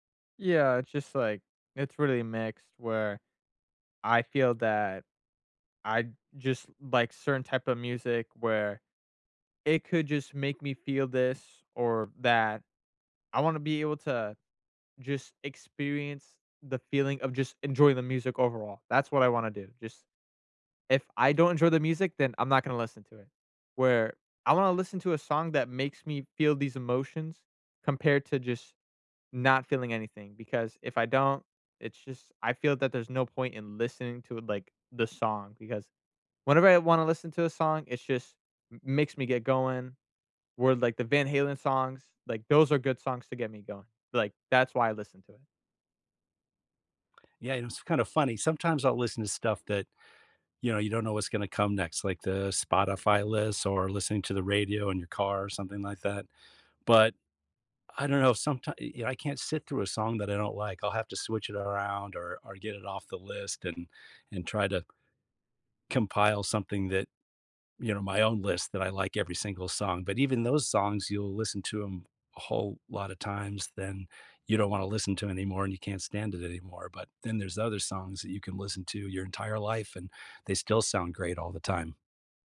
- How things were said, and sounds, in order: tapping
- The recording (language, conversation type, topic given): English, unstructured, How do you think music affects your mood?
- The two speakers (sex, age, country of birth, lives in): male, 20-24, United States, United States; male, 55-59, United States, United States